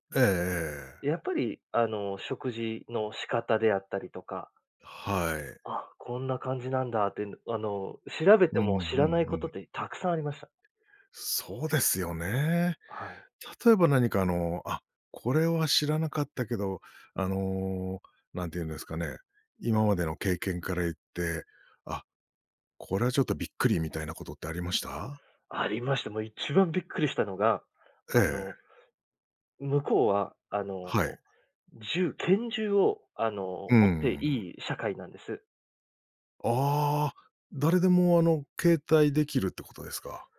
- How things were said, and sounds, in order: none
- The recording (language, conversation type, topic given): Japanese, podcast, 旅先で出会った人との心温まるエピソードはありますか？